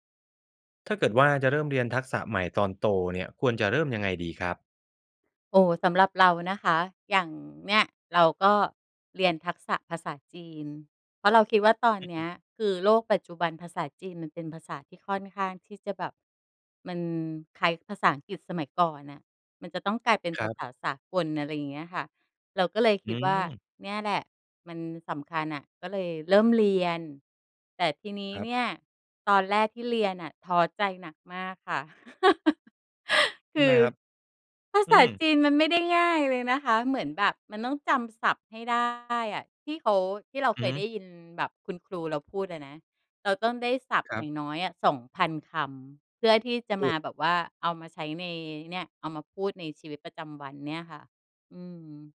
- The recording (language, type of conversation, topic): Thai, podcast, ถ้าอยากเริ่มเรียนทักษะใหม่ตอนโต ควรเริ่มอย่างไรดี?
- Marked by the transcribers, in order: laugh